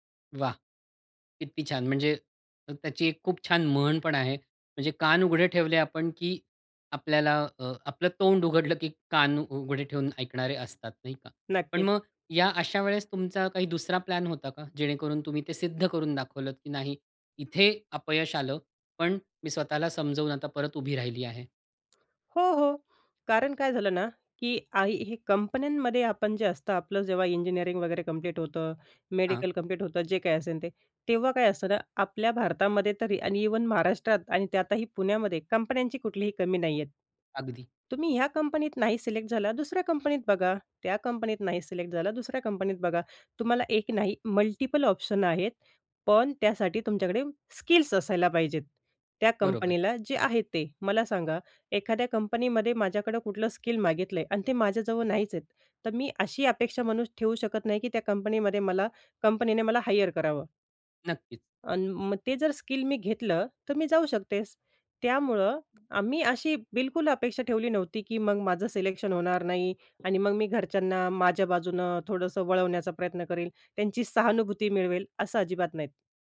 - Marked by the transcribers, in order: tapping; other background noise; in English: "मल्टीपल ऑप्शन"; "म्हणून" said as "म्हणूस"; in English: "हायर"; "नाही" said as "नाहीत"
- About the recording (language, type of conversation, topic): Marathi, podcast, जोखीम घेतल्यानंतर अपयश आल्यावर तुम्ही ते कसे स्वीकारता आणि त्यातून काय शिकता?